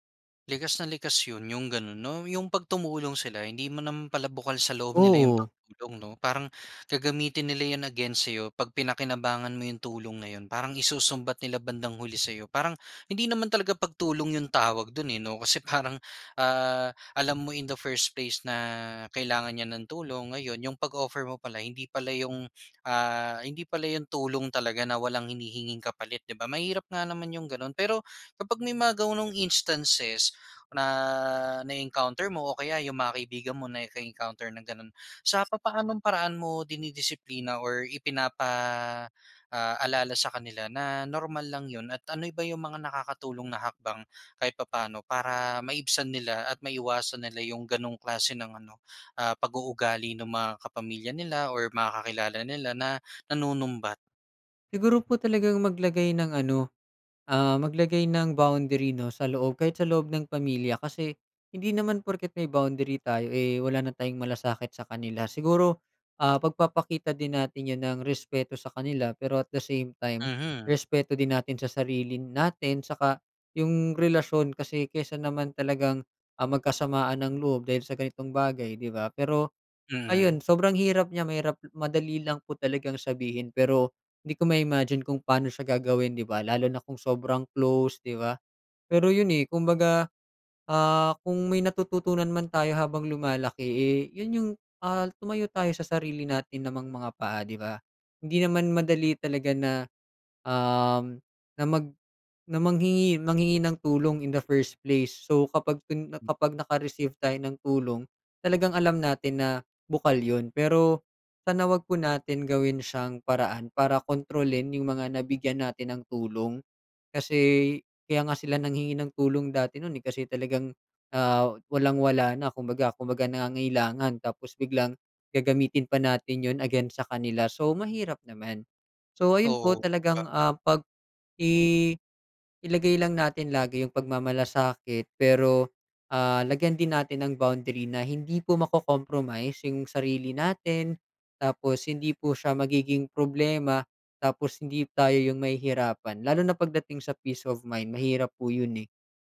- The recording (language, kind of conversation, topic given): Filipino, podcast, Ano ang ibig sabihin sa inyo ng utang na loob?
- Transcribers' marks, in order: in English: "in the first place"; in English: "at the same time"; in English: "in the first place"; other background noise